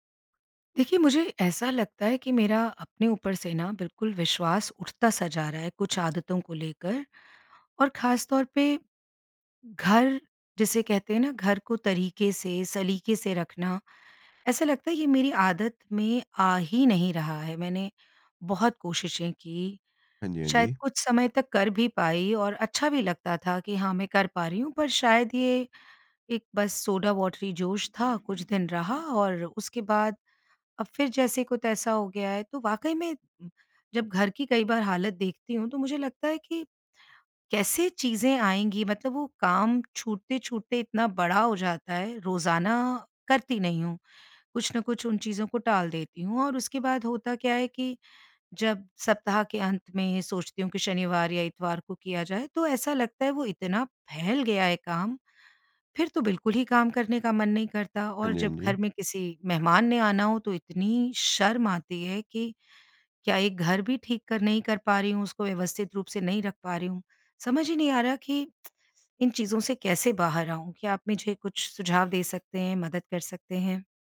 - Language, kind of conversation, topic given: Hindi, advice, आप रोज़ घर को व्यवस्थित रखने की आदत क्यों नहीं बना पाते हैं?
- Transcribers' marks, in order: in English: "वॉटरी"; tsk